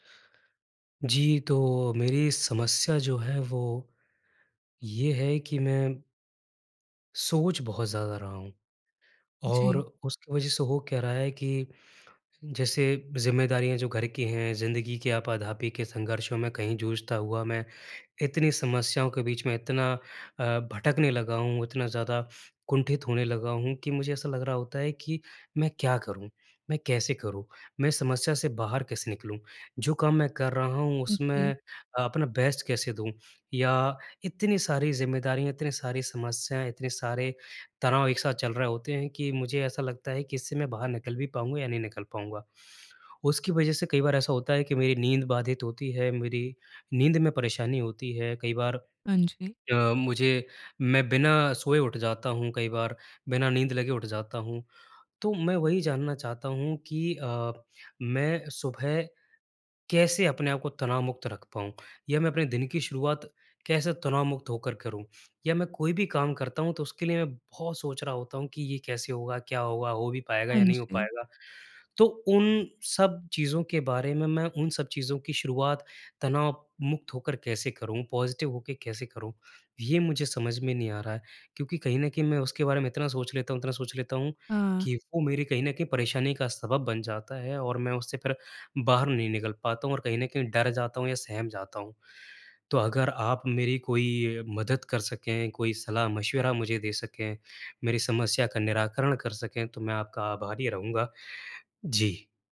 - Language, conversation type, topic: Hindi, advice, आप सुबह की तनावमुक्त शुरुआत कैसे कर सकते हैं ताकि आपका दिन ऊर्जावान रहे?
- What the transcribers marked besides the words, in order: in English: "बेस्ट"; in English: "पॉज़िटिव"